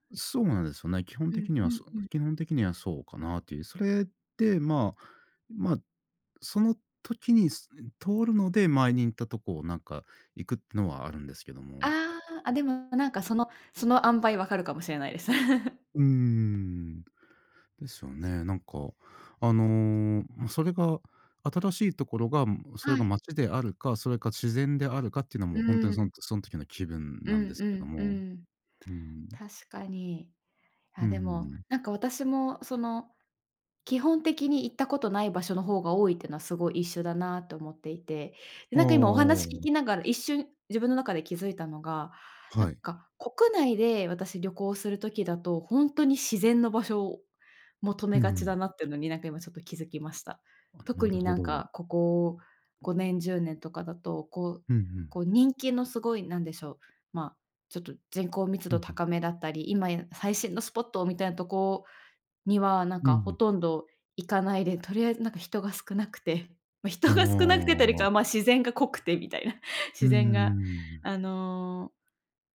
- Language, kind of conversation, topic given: Japanese, unstructured, 旅行するとき、どんな場所に行きたいですか？
- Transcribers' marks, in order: laugh; unintelligible speech